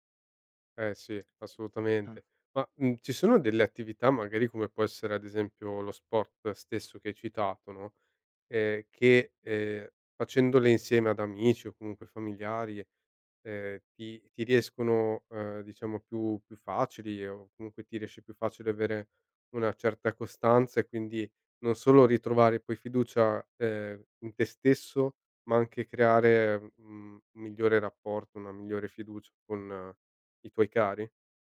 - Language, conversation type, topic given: Italian, podcast, Quali piccoli gesti quotidiani aiutano a creare fiducia?
- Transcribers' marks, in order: none